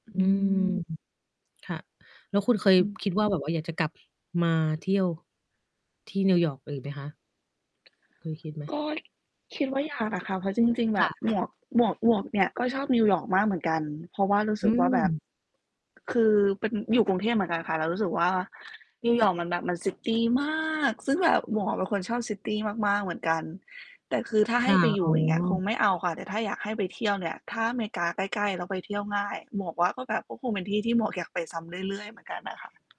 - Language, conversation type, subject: Thai, unstructured, คุณเคยเจอวัฒนธรรมอะไรในทริปไหนที่ทำให้คุณรู้สึกประหลาดใจที่สุด?
- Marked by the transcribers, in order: other noise; distorted speech; other background noise; in English: "ซิตี"; stressed: "มาก"; in English: "ซิตี"; tapping